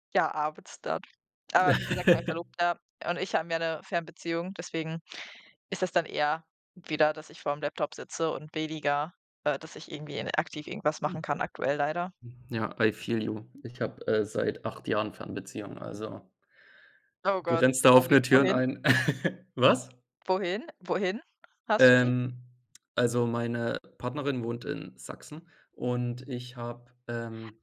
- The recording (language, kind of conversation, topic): German, unstructured, Welche Rolle spielen soziale Medien deiner Meinung nach in der Politik?
- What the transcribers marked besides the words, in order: chuckle; in English: "I feel you"; chuckle